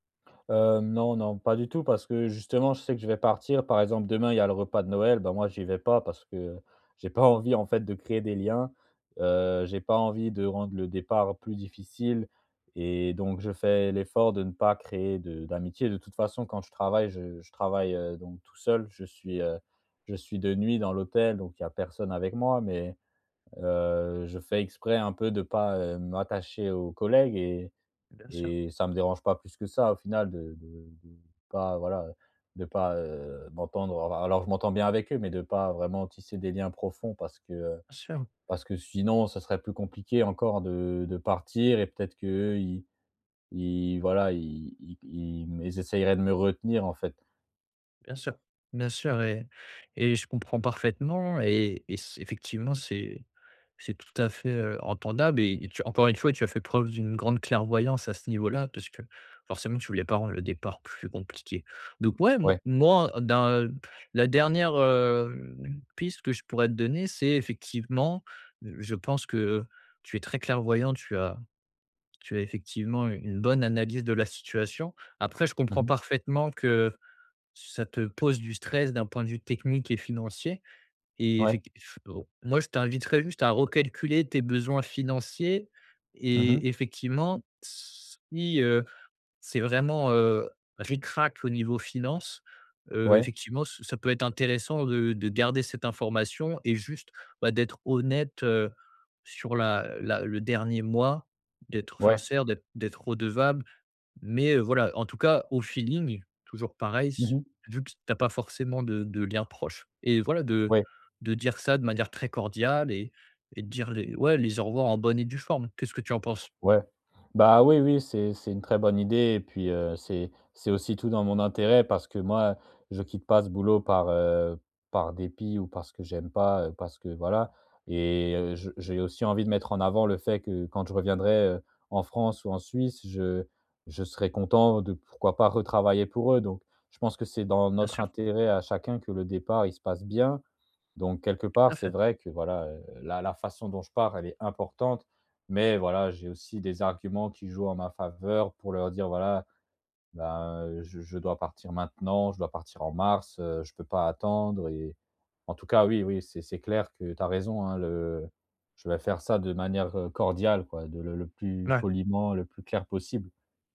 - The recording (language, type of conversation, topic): French, advice, Comment savoir si c’est le bon moment pour changer de vie ?
- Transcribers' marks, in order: laughing while speaking: "pas"; other background noise; stressed: "sinon"; drawn out: "hem"; stressed: "bien"